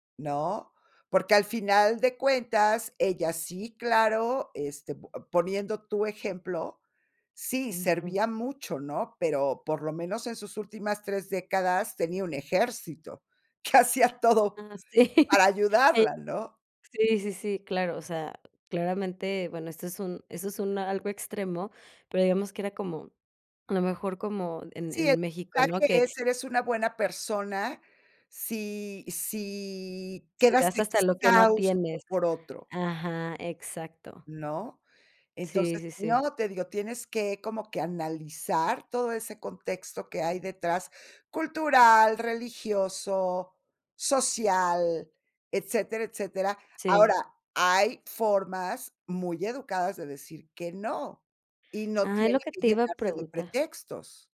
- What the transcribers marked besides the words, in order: laughing while speaking: "que hacía todo"; laughing while speaking: "sí"
- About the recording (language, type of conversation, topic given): Spanish, podcast, ¿Cómo decides cuándo decir no a tareas extra?